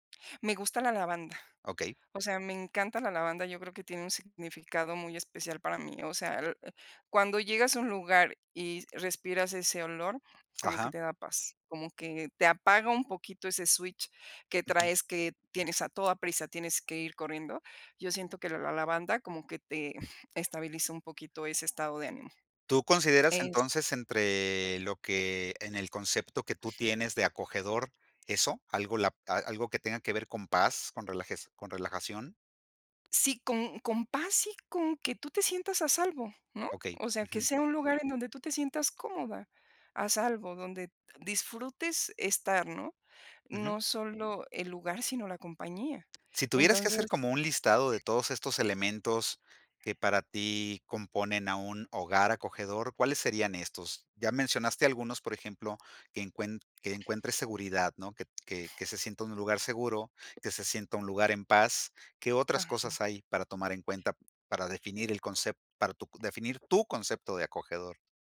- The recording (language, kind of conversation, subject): Spanish, podcast, ¿Qué haces para que tu hogar se sienta acogedor?
- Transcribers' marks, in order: tapping; other background noise; other noise